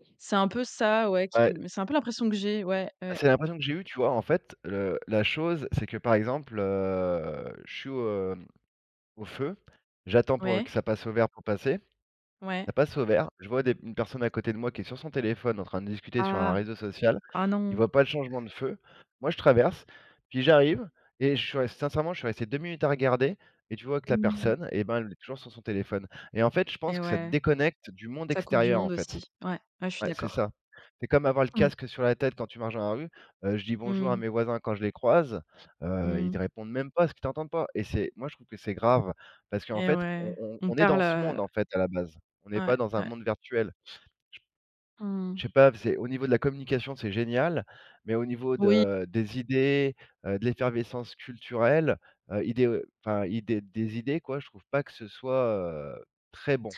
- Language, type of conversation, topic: French, unstructured, Comment la technologie change-t-elle nos relations sociales aujourd’hui ?
- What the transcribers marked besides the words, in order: none